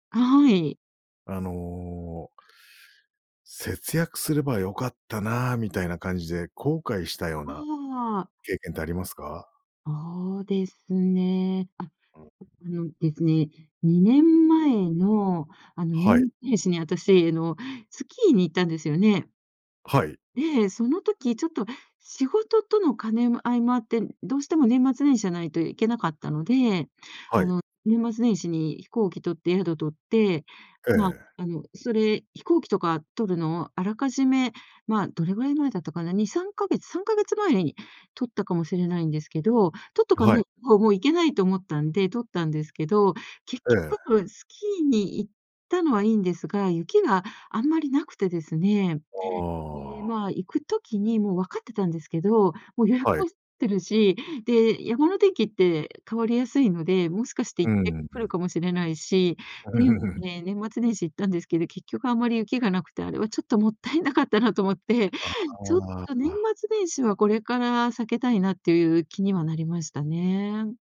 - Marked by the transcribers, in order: tapping; laughing while speaking: "勿体無かったなと思って"
- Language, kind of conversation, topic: Japanese, podcast, 今のうちに節約する派？それとも今楽しむ派？